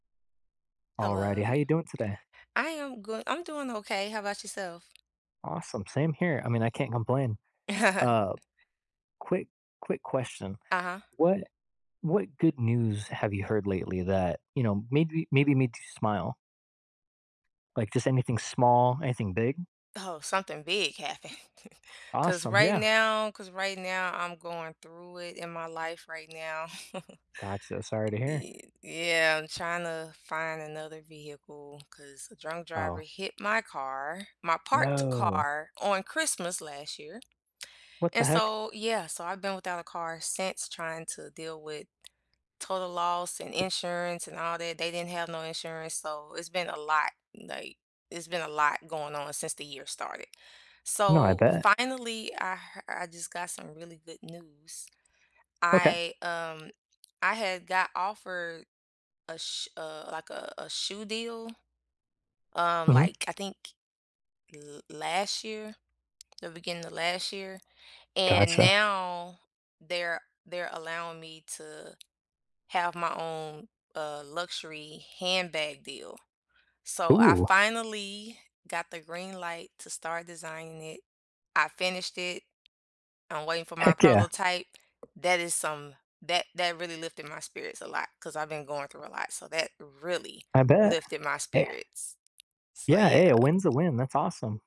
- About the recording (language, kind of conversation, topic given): English, unstructured, What good news have you heard lately that made you smile?
- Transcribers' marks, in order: laugh; tapping; other background noise; laughing while speaking: "happened"; chuckle; stressed: "parked"; stressed: "really"